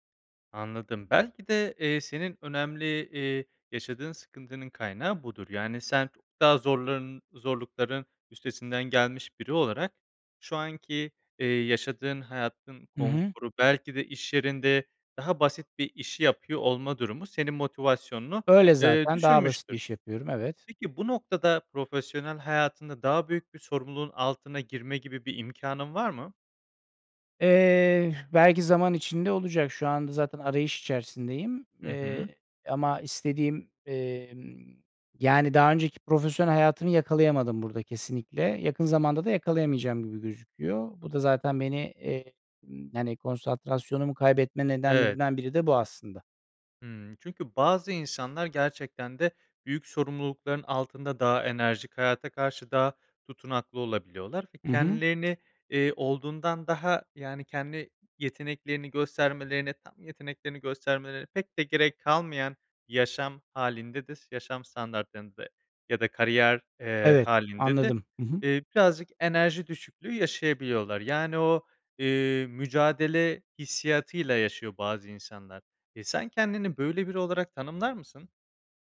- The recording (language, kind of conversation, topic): Turkish, advice, Konsantrasyon ve karar verme güçlüğü nedeniyle günlük işlerde zorlanıyor musunuz?
- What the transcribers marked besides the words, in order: other background noise